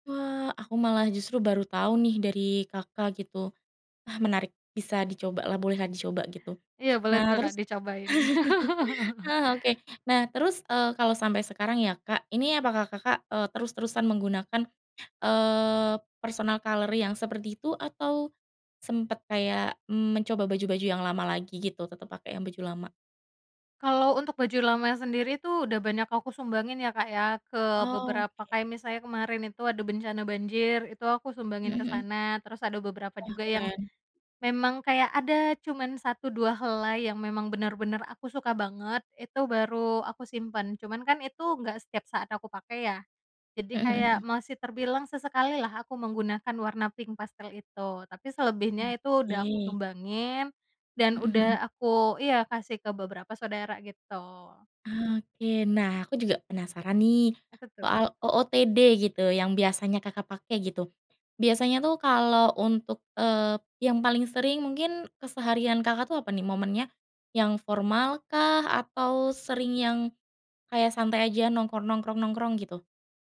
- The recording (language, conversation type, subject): Indonesian, podcast, Bagaimana kamu memilih pakaian untuk menunjukkan jati dirimu yang sebenarnya?
- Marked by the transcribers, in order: chuckle; laugh; in English: "personal color"